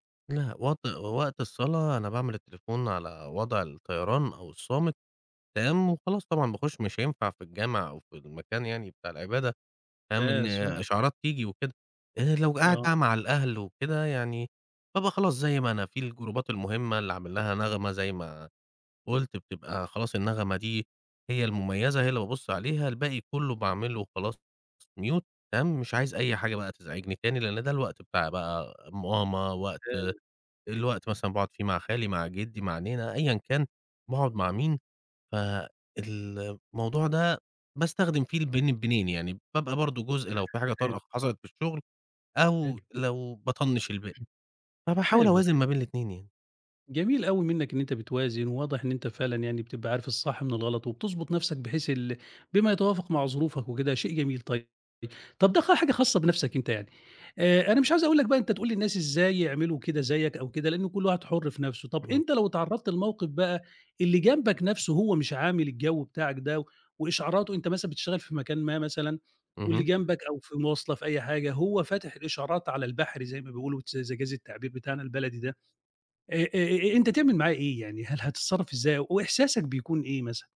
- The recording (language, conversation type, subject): Arabic, podcast, إزاي بتتعامل مع إشعارات التطبيقات اللي بتضايقك؟
- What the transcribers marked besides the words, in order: unintelligible speech; in English: "الجروبات"; in English: "mute"; unintelligible speech